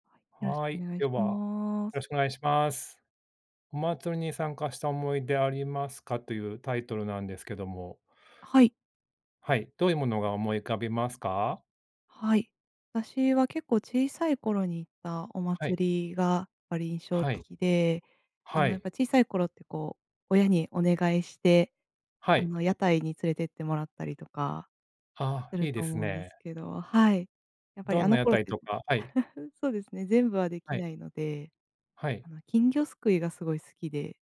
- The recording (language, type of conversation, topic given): Japanese, unstructured, 祭りに参加した思い出はありますか？
- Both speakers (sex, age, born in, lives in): female, 30-34, Japan, Japan; male, 45-49, Japan, United States
- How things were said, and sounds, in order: other background noise; giggle